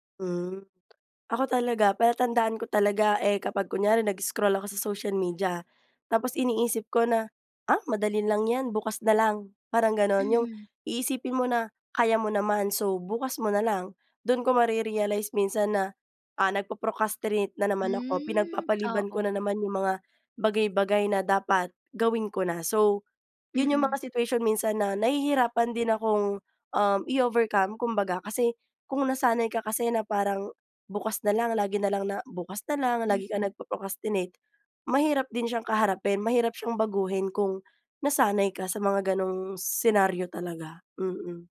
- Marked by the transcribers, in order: other background noise; "nagpo-procrastinate" said as "nagpo-procastrinate"; in English: "situation"
- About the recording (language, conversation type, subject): Filipino, podcast, Paano mo nilalabanan ang katamaran sa pag-aaral?